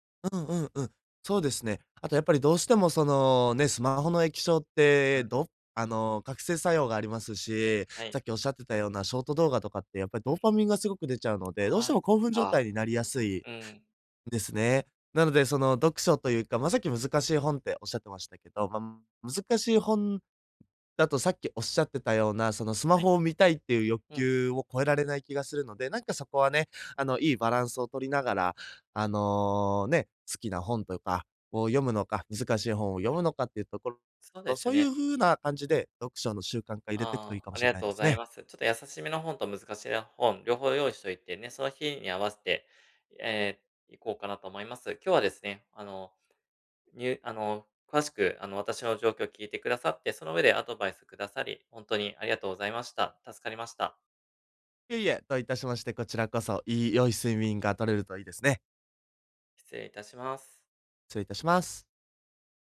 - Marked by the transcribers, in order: tapping; "難しめの" said as "難しいな"
- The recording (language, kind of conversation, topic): Japanese, advice, 毎日同じ時間に寝起きする習慣をどうすれば身につけられますか？